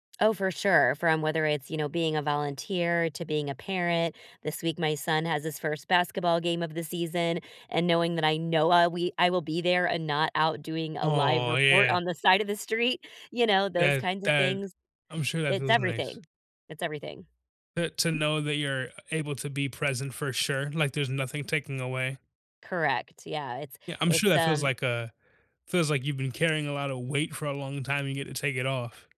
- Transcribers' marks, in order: tapping; other background noise
- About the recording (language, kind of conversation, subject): English, unstructured, How can I balance work and personal life?
- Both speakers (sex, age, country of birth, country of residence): female, 40-44, United States, United States; male, 20-24, United States, United States